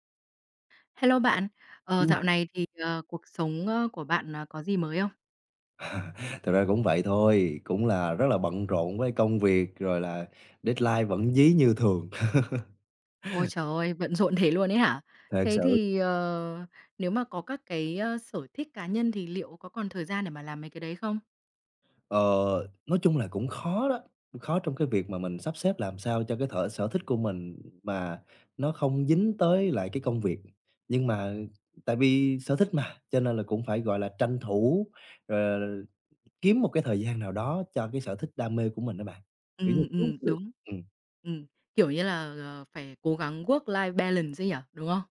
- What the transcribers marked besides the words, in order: chuckle; in English: "deadline"; chuckle; other background noise; tapping; in English: "work life balance"
- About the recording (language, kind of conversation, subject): Vietnamese, podcast, Bạn làm thế nào để sắp xếp thời gian cho sở thích khi lịch trình bận rộn?